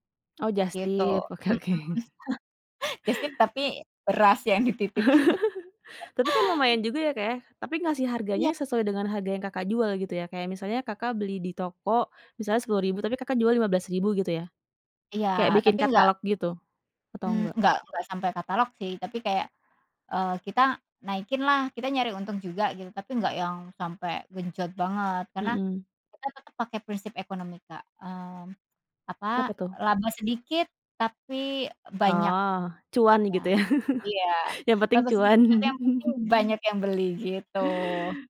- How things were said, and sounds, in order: laughing while speaking: "hmm"; laughing while speaking: "oke"; laugh; laughing while speaking: "dititip"; laugh; laughing while speaking: "ya"; chuckle; laughing while speaking: "cuan"
- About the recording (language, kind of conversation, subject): Indonesian, podcast, Apa satu kegagalan yang justru menjadi pelajaran terbesar dalam hidupmu?